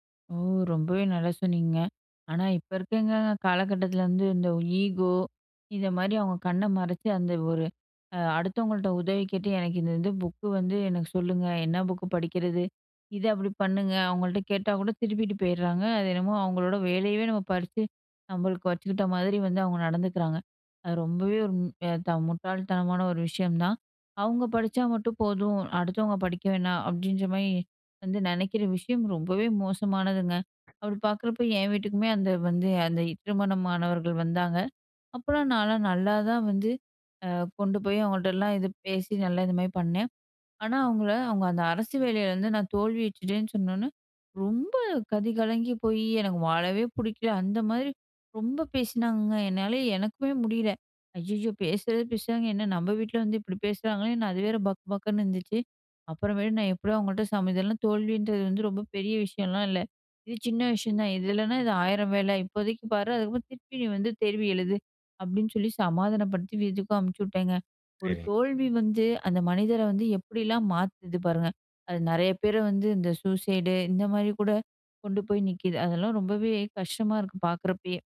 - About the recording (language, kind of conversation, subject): Tamil, podcast, தோல்வி வந்தால் அதை கற்றலாக மாற்ற நீங்கள் எப்படி செய்கிறீர்கள்?
- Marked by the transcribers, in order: other background noise; other noise; afraid: "ஐய்யய்யோ! பேசுறது பேசுறாங்க, என்ன நம்ப … பக் பக்குன்னு இருந்துச்சு"